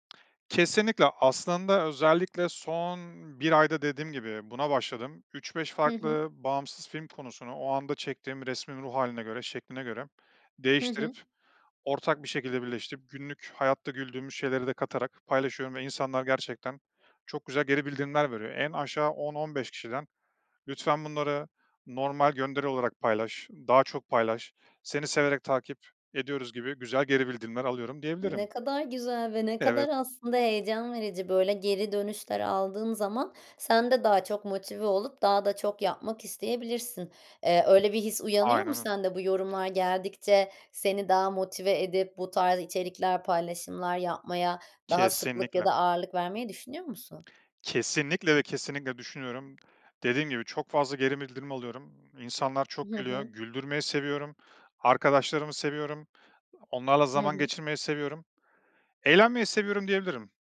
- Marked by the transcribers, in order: tapping; other background noise
- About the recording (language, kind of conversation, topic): Turkish, podcast, Hobini günlük rutinine nasıl sığdırıyorsun?
- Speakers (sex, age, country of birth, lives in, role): female, 30-34, Turkey, Netherlands, host; male, 35-39, Turkey, Estonia, guest